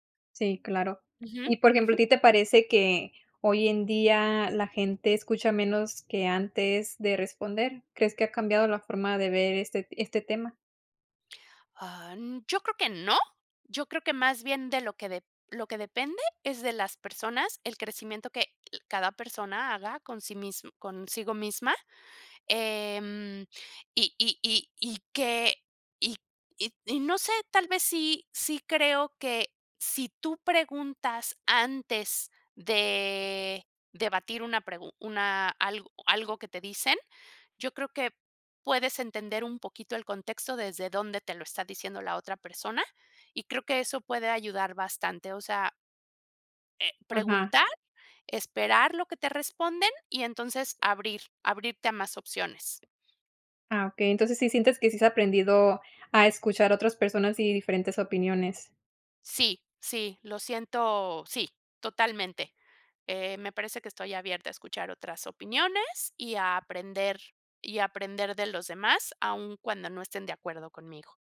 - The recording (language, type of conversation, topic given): Spanish, podcast, ¿Cómo sueles escuchar a alguien que no está de acuerdo contigo?
- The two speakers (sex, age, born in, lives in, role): female, 30-34, Mexico, United States, host; female, 50-54, Mexico, Mexico, guest
- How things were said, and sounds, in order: tapping